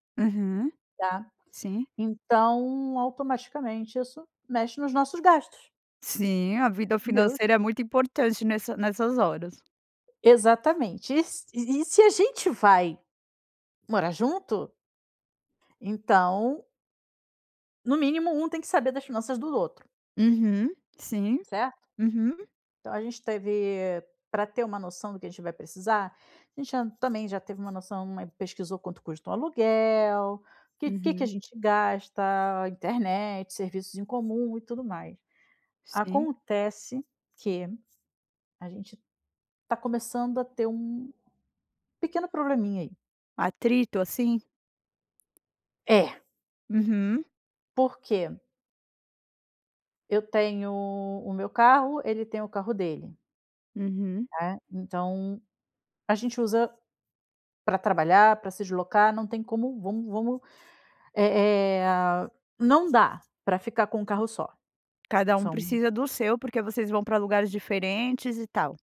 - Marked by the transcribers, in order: tapping; other background noise
- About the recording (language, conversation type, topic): Portuguese, advice, Como foi a conversa com seu parceiro sobre prioridades de gastos diferentes?